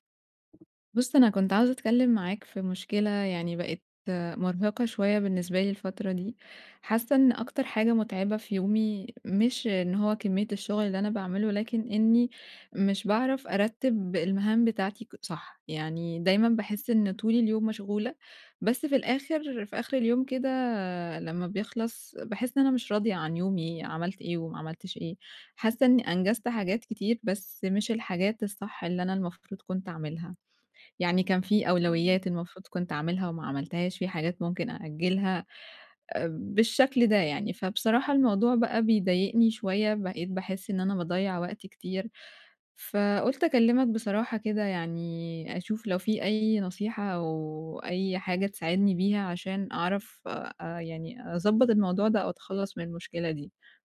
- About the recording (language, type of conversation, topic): Arabic, advice, إزاي أرتّب مهامي حسب الأهمية والإلحاح؟
- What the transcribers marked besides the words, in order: tapping